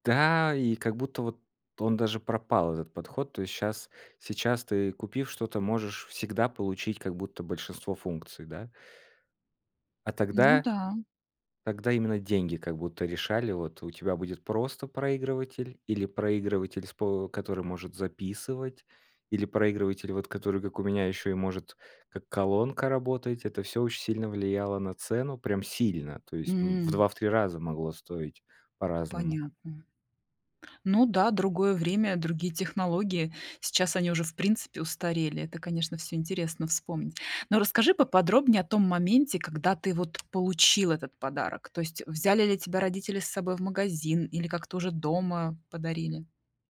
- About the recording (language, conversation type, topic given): Russian, podcast, Что ты помнишь о первом музыкальном носителе — кассете или CD?
- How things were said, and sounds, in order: tapping